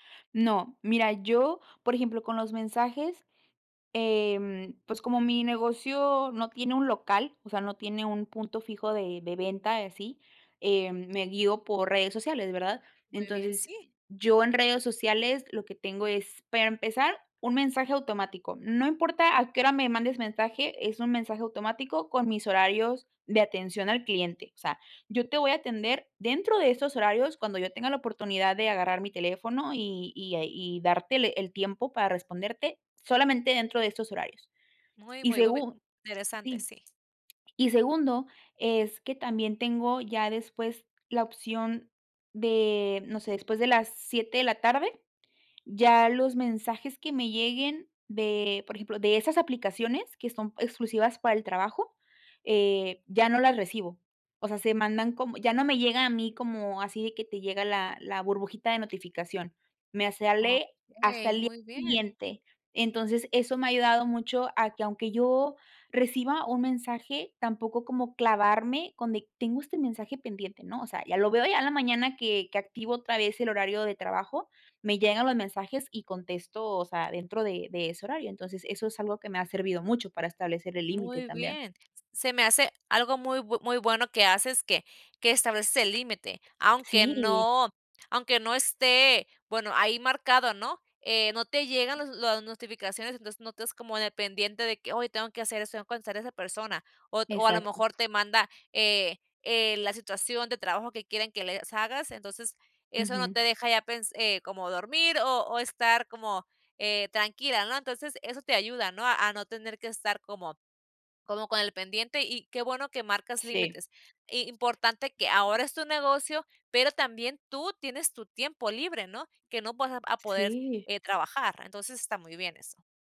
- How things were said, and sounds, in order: tapping
- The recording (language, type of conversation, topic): Spanish, podcast, ¿Cómo pones límites al trabajo fuera del horario?